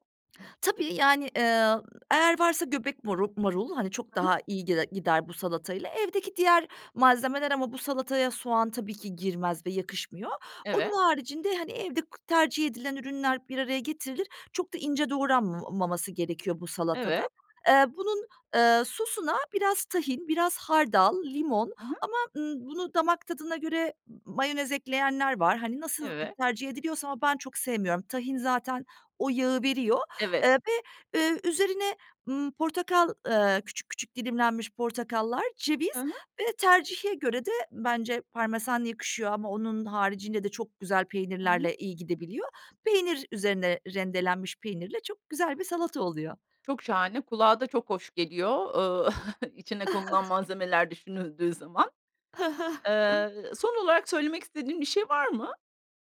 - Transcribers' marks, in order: other background noise; in English: "parmesan"; chuckle; laughing while speaking: "He he"
- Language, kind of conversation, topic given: Turkish, podcast, Yemek yaparken nelere dikkat edersin ve genelde nasıl bir rutinin var?